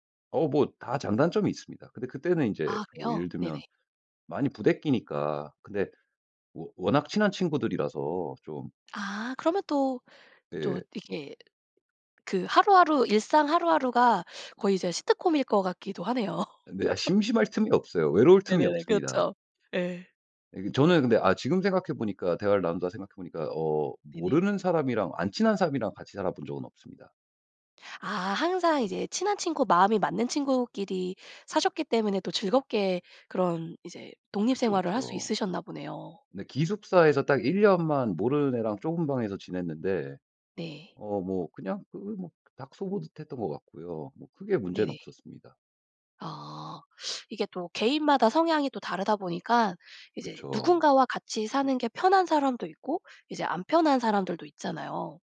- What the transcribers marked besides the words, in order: other background noise; laugh
- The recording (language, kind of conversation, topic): Korean, podcast, 집을 떠나 독립했을 때 기분은 어땠어?